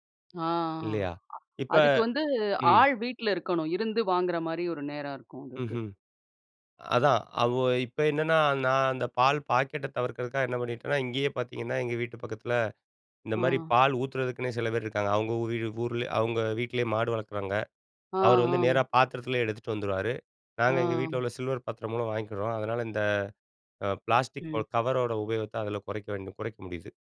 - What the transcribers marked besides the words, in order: none
- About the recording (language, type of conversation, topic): Tamil, podcast, பிளாஸ்டிக் பயன்படுத்தாமல் நாளை முழுவதும் நீங்கள் எப்படி கழிப்பீர்கள்?